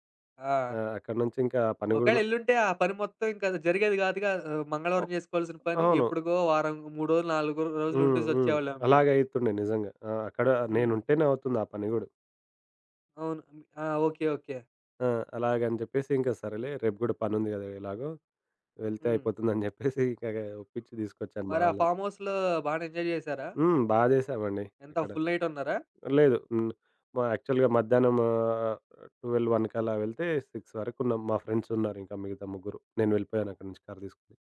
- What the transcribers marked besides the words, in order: unintelligible speech; chuckle; in English: "ఫార్మ్‌హౌస్‌లో"; in English: "ఎంజాయ్"; in English: "ఫుల్ నైట్"; other background noise; in English: "యాక్చువల్‌గా"; in English: "ట్వెల్వ్ వన్‌కలా"; in English: "సిక్స్"; in English: "ఫ్రెండ్స్"
- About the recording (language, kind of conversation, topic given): Telugu, podcast, మీ ప్రణాళిక విఫలమైన తర్వాత మీరు కొత్త మార్గాన్ని ఎలా ఎంచుకున్నారు?